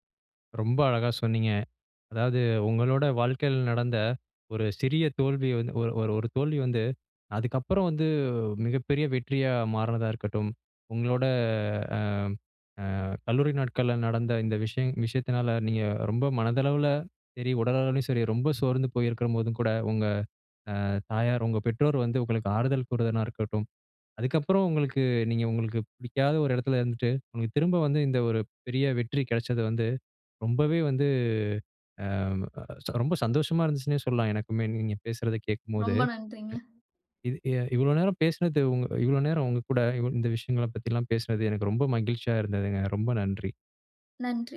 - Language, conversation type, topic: Tamil, podcast, ஒரு தோல்வி எதிர்பாராத வெற்றியாக மாறிய கதையைச் சொல்ல முடியுமா?
- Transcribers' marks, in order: "கூறுயதா" said as "கூறுதனா"